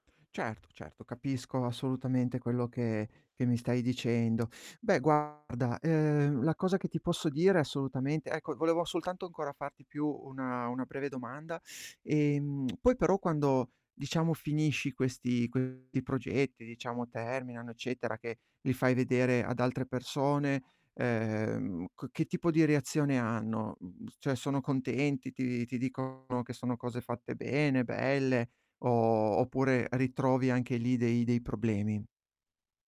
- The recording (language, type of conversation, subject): Italian, advice, Come posso iniziare un progetto nonostante la paura di sbagliare e il perfezionismo?
- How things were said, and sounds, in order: tapping; distorted speech; teeth sucking; other background noise